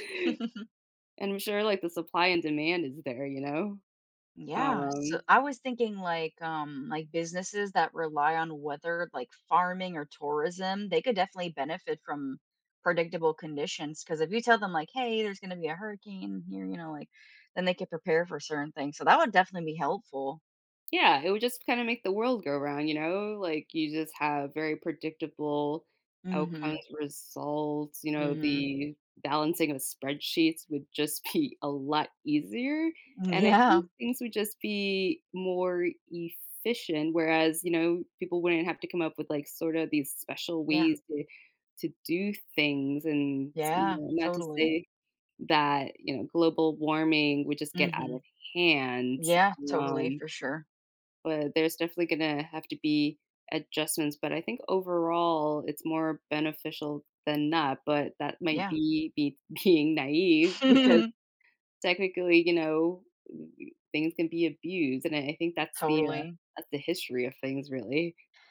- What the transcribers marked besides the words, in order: chuckle; other background noise; tapping; background speech; laughing while speaking: "be"; laughing while speaking: "Yeah"; laughing while speaking: "being"; chuckle
- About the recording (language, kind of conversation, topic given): English, unstructured, How might having control over natural forces like weather or tides affect our relationship with the environment?
- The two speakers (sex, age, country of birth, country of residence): female, 20-24, United States, United States; female, 40-44, United States, United States